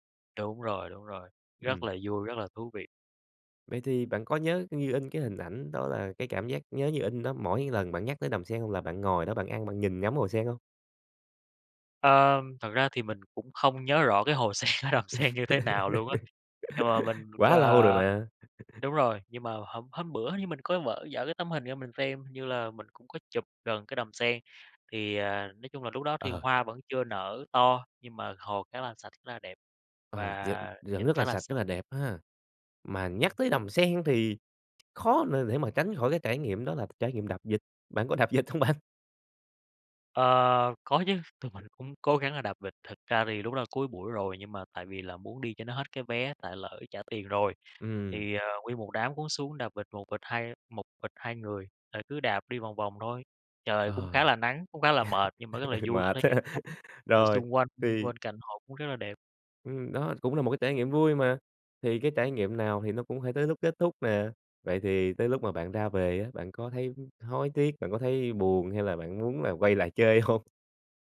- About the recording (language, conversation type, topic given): Vietnamese, podcast, Bạn có kỷ niệm tuổi thơ nào khiến bạn nhớ mãi không?
- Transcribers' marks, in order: laughing while speaking: "sen ở Đầm Sen"; laugh; tapping; chuckle; other background noise; laughing while speaking: "vịt hông bạn?"; chuckle; laughing while speaking: "mệt ha"; laughing while speaking: "hông?"